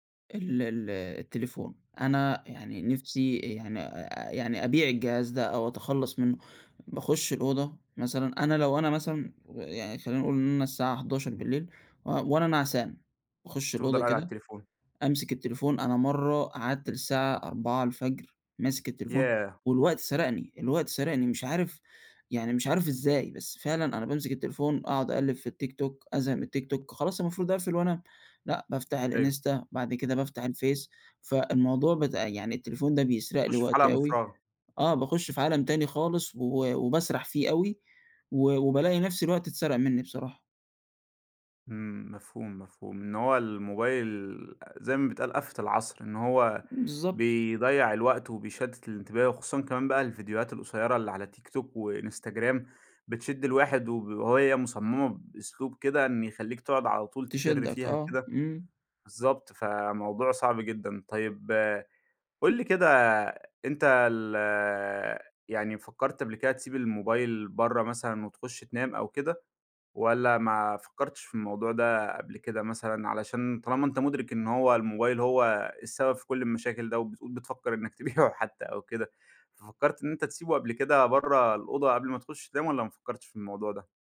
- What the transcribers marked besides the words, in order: tapping; laughing while speaking: "تبيعُه"
- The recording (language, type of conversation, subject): Arabic, advice, إزاي أقدر ألتزم بميعاد نوم وصحيان ثابت كل يوم؟